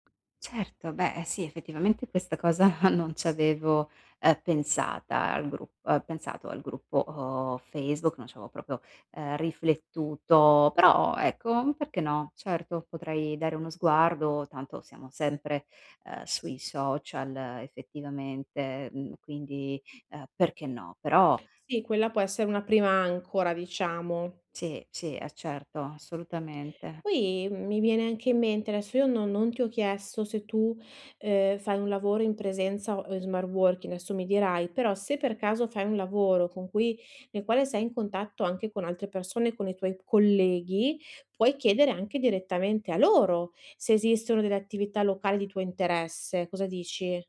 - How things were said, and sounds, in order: other background noise; giggle
- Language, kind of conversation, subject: Italian, advice, Come posso creare connessioni significative partecipando ad attività locali nella mia nuova città?